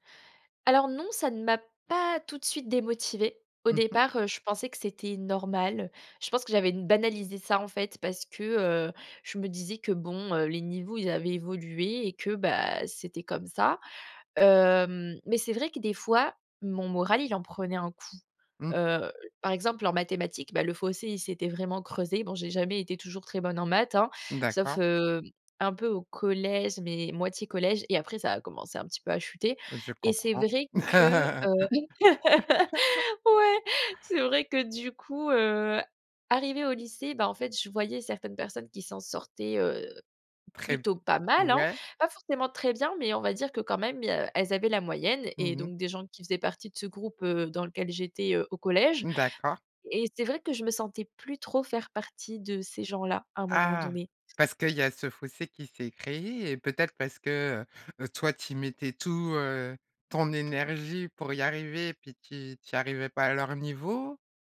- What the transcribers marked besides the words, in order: laugh; joyful: "ouais"; laugh; other background noise
- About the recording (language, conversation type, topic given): French, podcast, Quel conseil donnerais-tu à ton moi adolescent ?